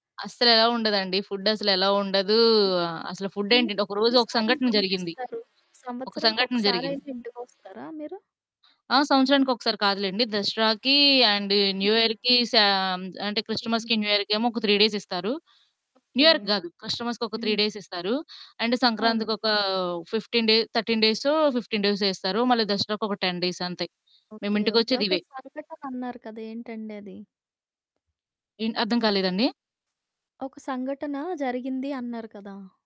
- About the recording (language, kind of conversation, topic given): Telugu, podcast, ఇంట్లోని వాసనలు మీకు ఎలాంటి జ్ఞాపకాలను గుర్తుకు తెస్తాయి?
- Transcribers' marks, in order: in English: "ఎలోవ్"; in English: "ఎలోవ్"; static; distorted speech; in English: "ఇయర్‌కి ఎన్ని సార్లు"; other background noise; in English: "అండ్ న్యూ ఇయర్‌కి"; in English: "న్యూ ఇయర్‌కేమో"; in English: "త్రీ డేస్"; in English: "న్యూయర్‌కి"; in English: "త్రీ డేస్"; in English: "అండ్"; in English: "ఫిఫ్టీన్ డే థర్టీన్"; in English: "ఫిఫ్టీన్"; in English: "టెన్ డేస్"